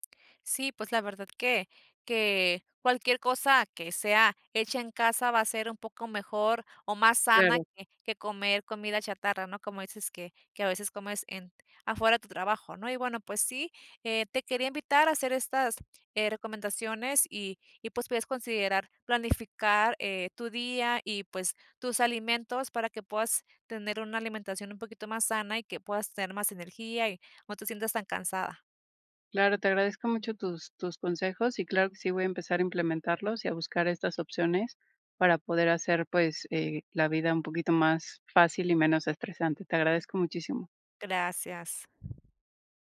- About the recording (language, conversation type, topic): Spanish, advice, ¿Con qué frecuencia te saltas comidas o comes por estrés?
- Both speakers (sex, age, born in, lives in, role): female, 30-34, Mexico, United States, advisor; female, 40-44, Mexico, Mexico, user
- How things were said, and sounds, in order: other background noise; tapping